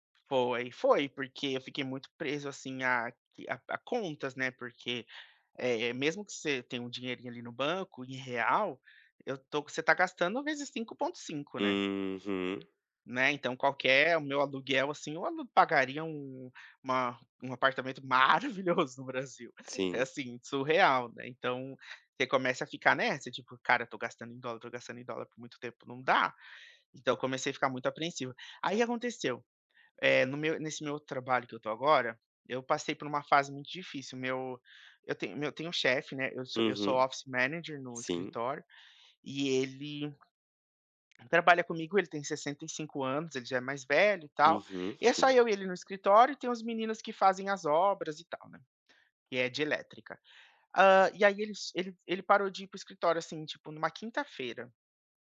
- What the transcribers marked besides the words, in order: other background noise; laughing while speaking: "maravilhoso"; in English: "office manager"
- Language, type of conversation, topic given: Portuguese, advice, Como posso lidar com a perda inesperada do emprego e replanejar minha vida?